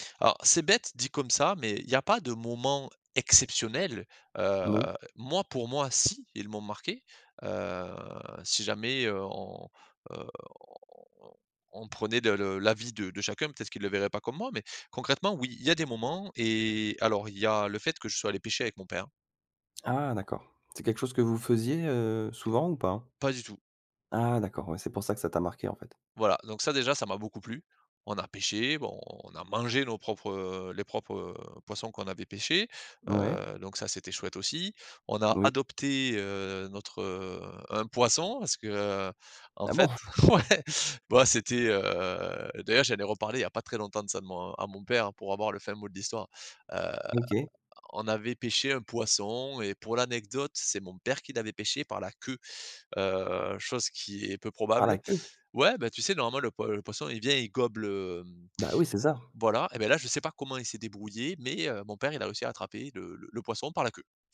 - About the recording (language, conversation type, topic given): French, podcast, Quel est ton plus beau souvenir en famille ?
- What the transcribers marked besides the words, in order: stressed: "exceptionnel"; tapping; drawn out: "Heu"; other background noise; laughing while speaking: "ouais"; chuckle